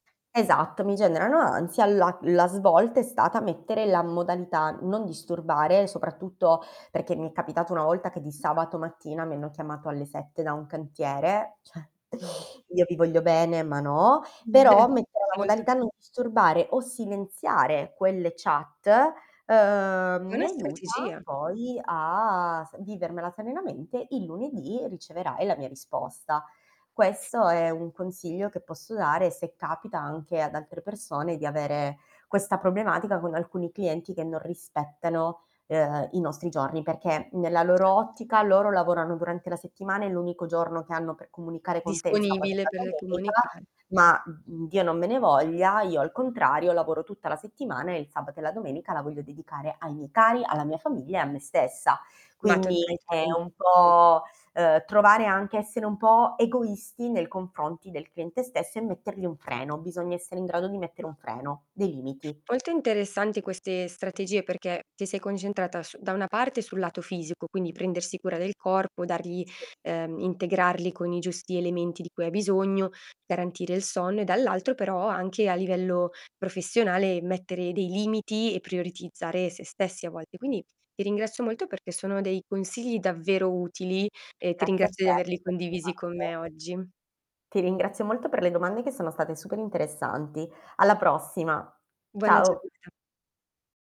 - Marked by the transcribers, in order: static; tapping; unintelligible speech; "cioè" said as "ceh"; distorted speech; drawn out: "a"; unintelligible speech; "confronti" said as "confonti"; other background noise
- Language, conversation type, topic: Italian, podcast, Come gestisci lo stress nella vita di tutti i giorni?